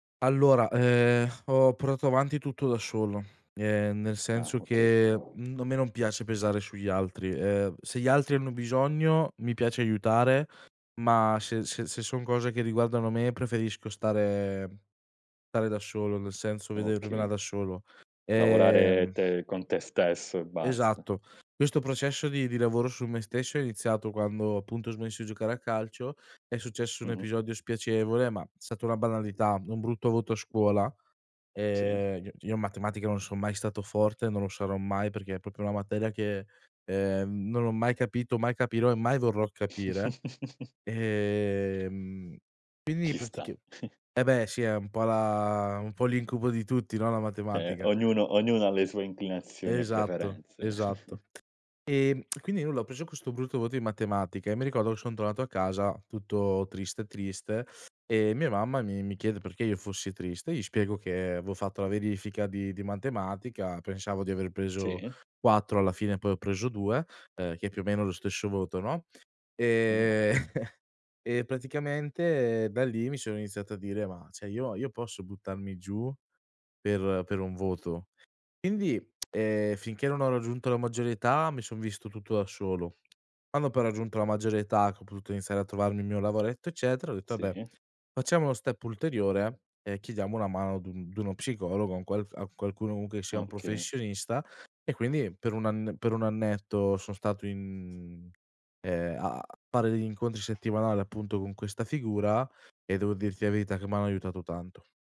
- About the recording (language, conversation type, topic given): Italian, podcast, Come costruisci la fiducia in te stesso giorno dopo giorno?
- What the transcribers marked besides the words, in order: exhale; other background noise; "cioè" said as "ceh"; "proprio" said as "propio"; chuckle; chuckle; tongue click; chuckle; chuckle; "cioè" said as "ceh"; tongue click; in English: "step"